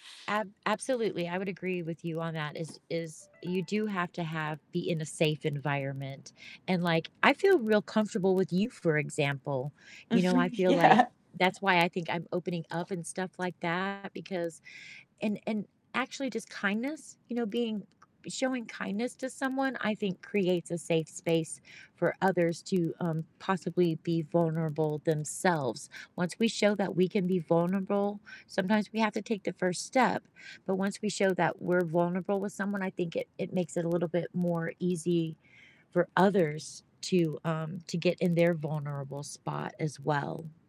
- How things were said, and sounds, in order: tapping; distorted speech; static; alarm; laughing while speaking: "Yeah"; other background noise
- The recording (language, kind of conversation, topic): English, unstructured, How does the fear of being a burden affect emotional honesty?
- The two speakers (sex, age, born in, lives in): female, 35-39, United States, United States; female, 50-54, United States, United States